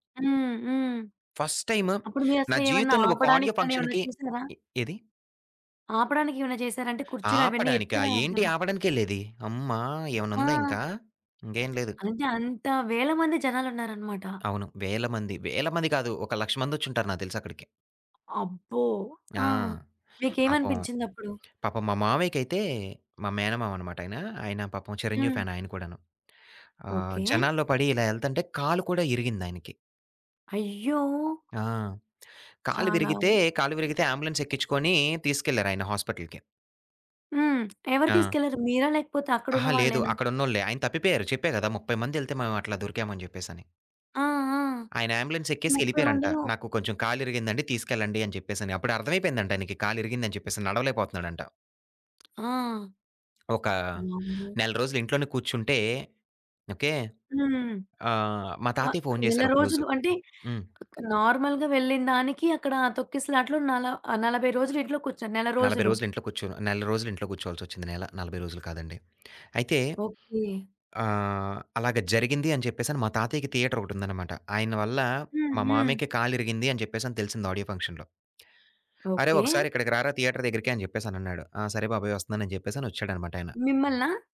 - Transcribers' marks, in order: tapping; in English: "ఫస్ట్"; in English: "ఆడియో ఫంక్షన్‌కి"; other background noise; in English: "ఫ్యాన్"; in English: "ఆంబులెన్స్"; in English: "హాస్పిటల్‌కి"; in English: "నార్మల్‌గా"; in English: "ఆడియో ఫంక్షన్‌లో"; in English: "థియేటర్"
- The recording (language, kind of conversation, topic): Telugu, podcast, ప్రత్యక్ష కార్యక్రమానికి వెళ్లేందుకు మీరు చేసిన ప్రయాణం గురించి ఒక కథ చెప్పగలరా?